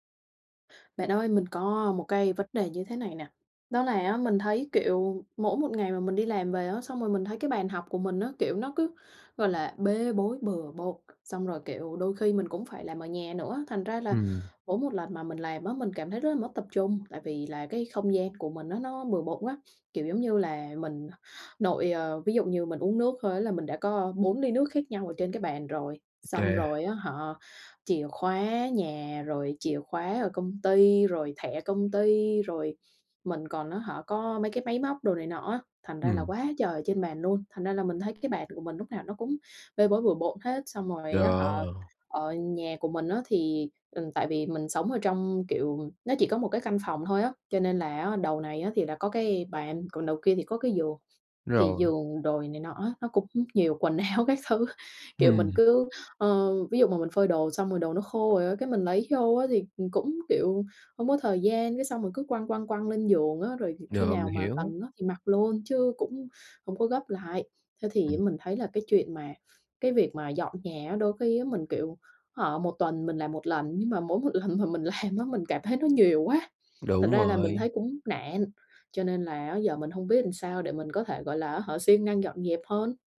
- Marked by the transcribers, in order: tapping; laughing while speaking: "lần mà"
- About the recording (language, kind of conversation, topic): Vietnamese, advice, Làm thế nào để duy trì thói quen dọn dẹp mỗi ngày?